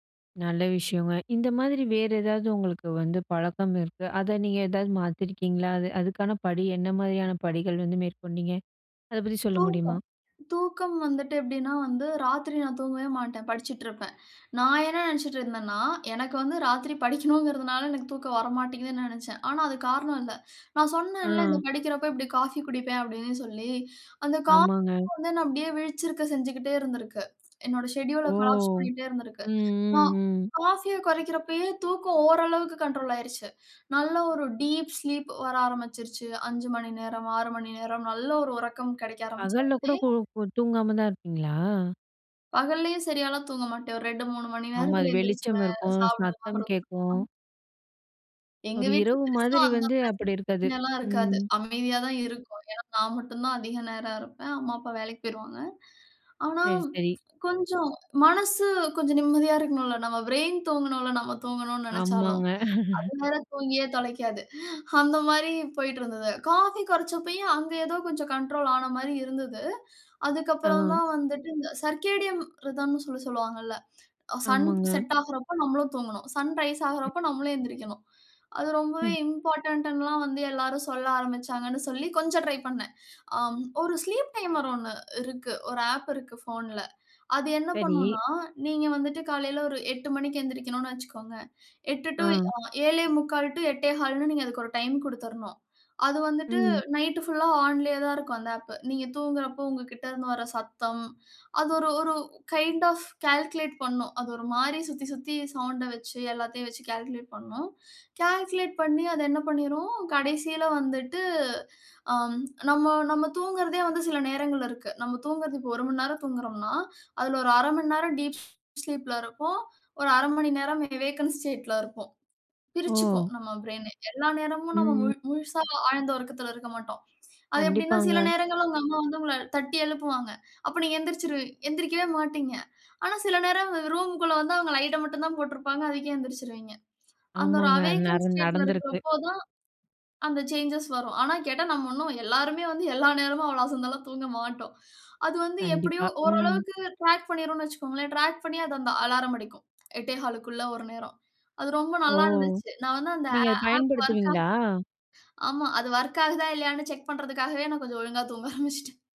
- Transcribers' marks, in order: unintelligible speech; other background noise; drawn out: "ஓ!"; in English: "ஷெட்யூல்"; in English: "கொலாப்ஸ்"; in English: "டீப் ஸ்லீப்"; unintelligible speech; tsk; in English: "ப்ரெயின்"; laugh; in English: "சர்க்கேடியம் ரிதம்ன்னு"; in English: "சன் செட்"; in English: "சன் ரைஸ்"; in English: "இம்போர்டன்ட்டுன்னுல்லாம்"; in English: "ட்ரை"; in English: "ஸ்லீப் டைமர்"; in English: "ஆப்"; unintelligible speech; in English: "ஆப்"; in English: "கைண்ட் ஆஃப் கால்குலேட்"; in English: "கால்குலேட்"; in English: "கால்குலேட்"; in English: "டீப் ஸ்லீப்ல"; in English: "வேக்கன்ட் ஸ்டேட்ல"; in English: "ப்ரெயினே"; in English: "அவேக்கன் ஸ்டேட்ல"; in English: "சேஞ்சஸ்"; in English: "ட்ராக்"; in English: "ட்ராக்"; in English: "ஆப் வொர்க் ஆகு"; laughing while speaking: "தூங்க ஆரம்பிச்சுட்டேன்"
- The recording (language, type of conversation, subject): Tamil, podcast, ஒரு பழக்கத்தை மாற்ற நீங்கள் எடுத்த முதல் படி என்ன?